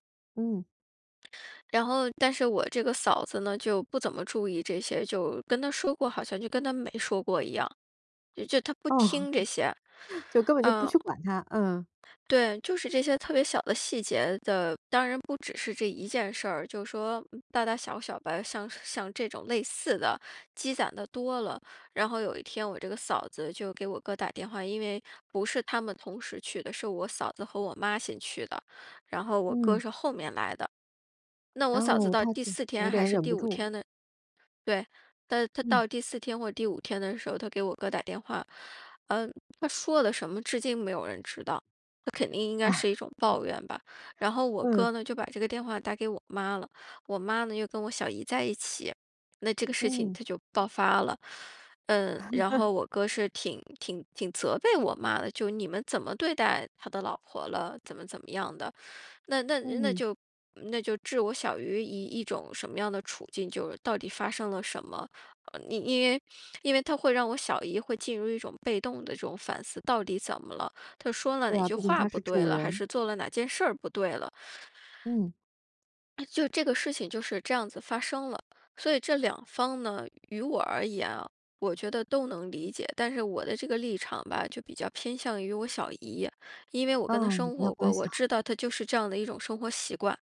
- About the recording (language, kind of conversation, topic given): Chinese, podcast, 当你被自我怀疑困住时，该如何自救？
- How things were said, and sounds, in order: laugh; laugh; inhale